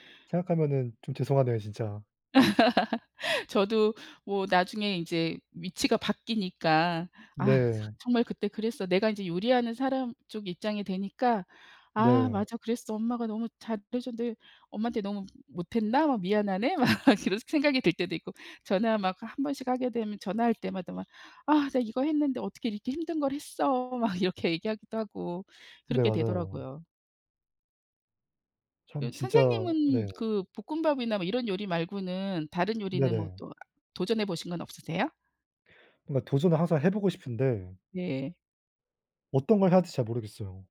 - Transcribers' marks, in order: laugh; tapping; laughing while speaking: "막"; other background noise
- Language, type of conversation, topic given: Korean, unstructured, 집에서 요리해 먹는 것과 외식하는 것 중 어느 쪽이 더 좋으신가요?